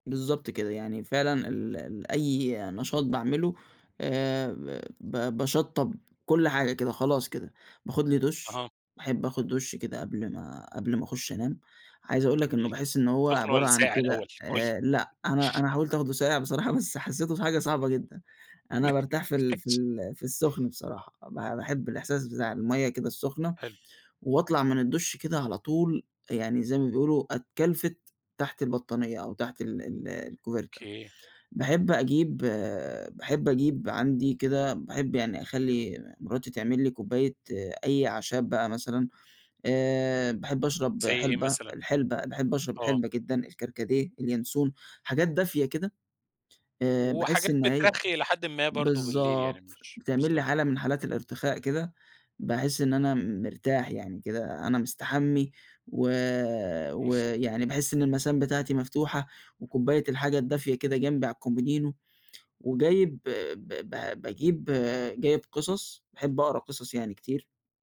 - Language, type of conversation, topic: Arabic, podcast, بالليل، إيه طقوسك اللي بتعملها عشان تنام كويس؟
- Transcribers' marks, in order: tapping; unintelligible speech; in English: "الcoverta"; unintelligible speech